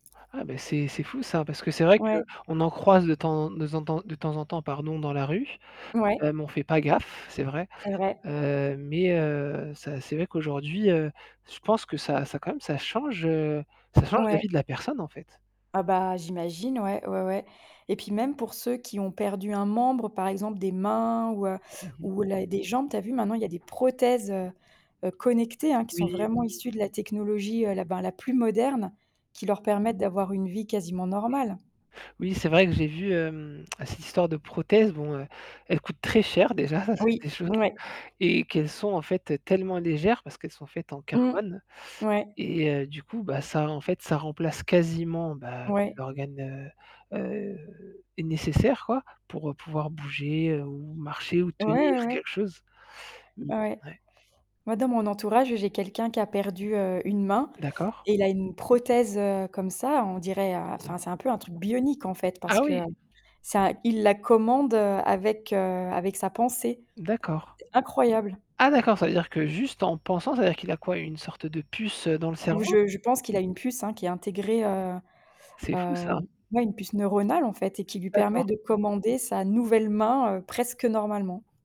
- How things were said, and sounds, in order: static; distorted speech; other background noise; tapping
- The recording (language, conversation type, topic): French, unstructured, Comment la technologie peut-elle aider les personnes en situation de handicap ?